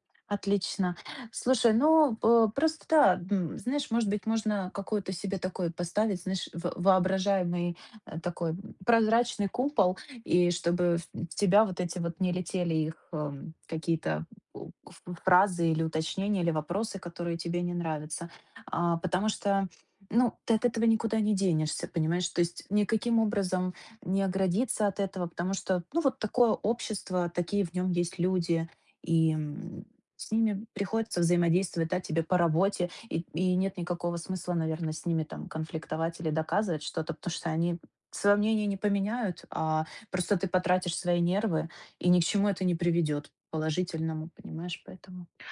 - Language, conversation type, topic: Russian, advice, Где проходит граница между внешним фасадом и моими настоящими чувствами?
- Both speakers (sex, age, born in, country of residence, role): female, 30-34, Ukraine, Mexico, advisor; female, 50-54, Ukraine, United States, user
- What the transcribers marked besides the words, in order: tapping; other background noise